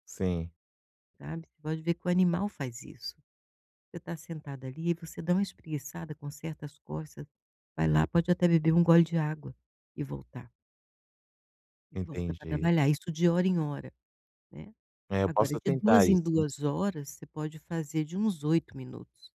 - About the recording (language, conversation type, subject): Portuguese, advice, Como posso equilibrar descanso e foco ao longo do dia?
- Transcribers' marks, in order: none